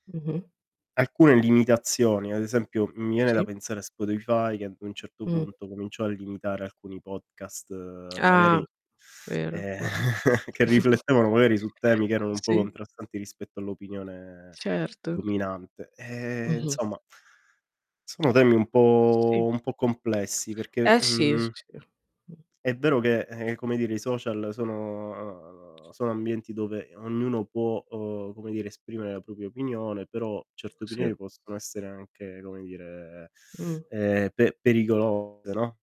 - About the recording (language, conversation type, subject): Italian, unstructured, Hai mai avuto la sensazione che la società limiti la tua libertà di espressione?
- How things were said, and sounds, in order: distorted speech; tapping; chuckle; background speech; other background noise; unintelligible speech; drawn out: "sono"; "propria" said as "propia"; other noise; inhale